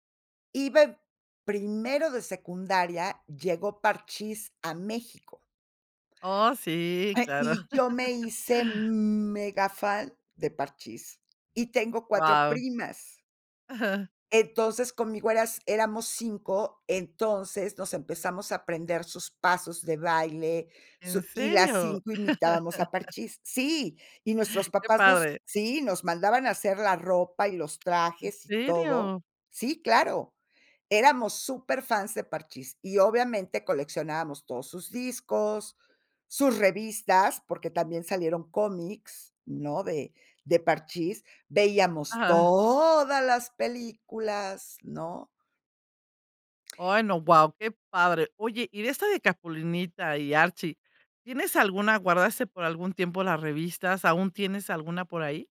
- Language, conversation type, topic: Spanish, podcast, ¿Qué objeto físico, como un casete o una revista, significó mucho para ti?
- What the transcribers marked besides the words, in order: other noise; chuckle; chuckle; tapping; stressed: "todas"